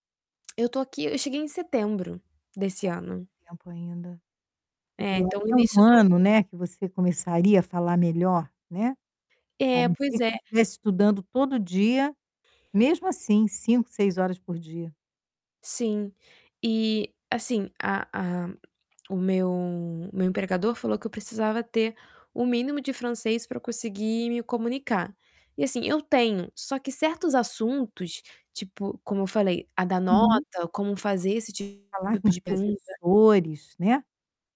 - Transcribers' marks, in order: other background noise; distorted speech; tapping; static
- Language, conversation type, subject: Portuguese, advice, Como posso me sentir valioso mesmo quando não atinjo minhas metas?